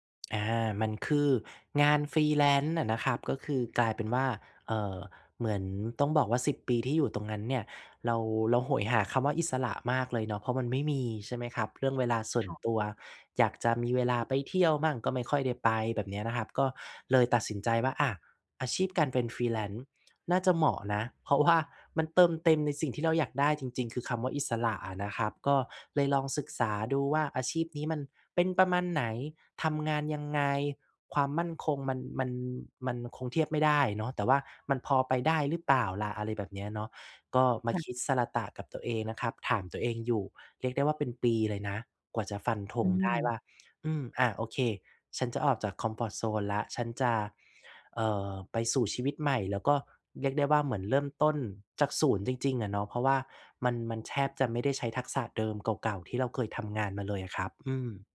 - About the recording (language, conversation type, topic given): Thai, podcast, คุณหาความสมดุลระหว่างงานกับชีวิตส่วนตัวยังไง?
- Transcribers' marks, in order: in English: "Freelance"; in English: "Freelance"; laughing while speaking: "เพราะว่า"; other background noise